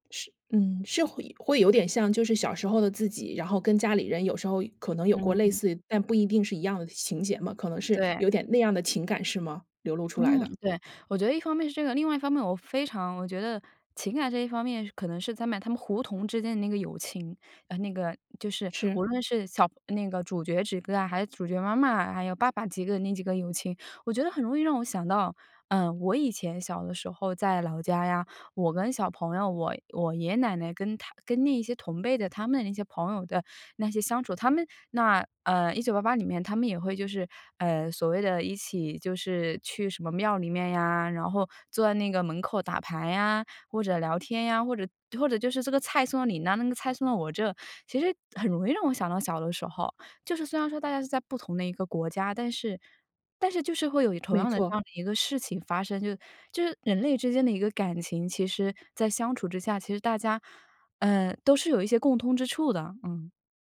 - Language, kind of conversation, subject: Chinese, podcast, 为什么有些人会一遍又一遍地重温老电影和老电视剧？
- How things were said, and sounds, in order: none